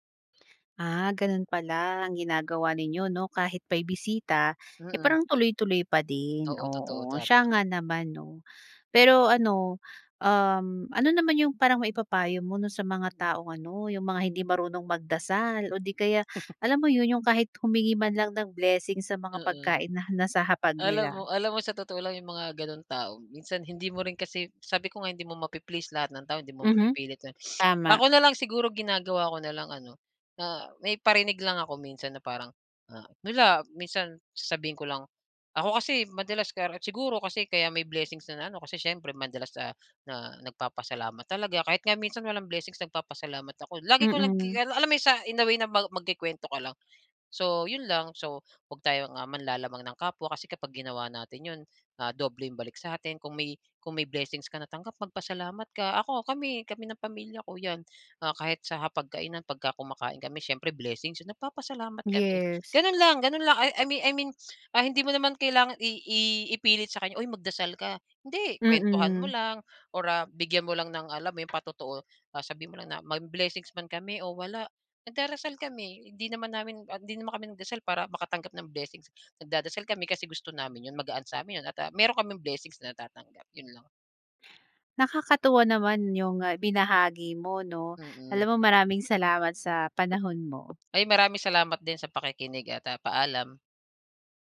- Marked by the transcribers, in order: chuckle; sniff; other background noise
- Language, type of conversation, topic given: Filipino, podcast, Ano ang kahalagahan sa inyo ng pagdarasal bago kumain?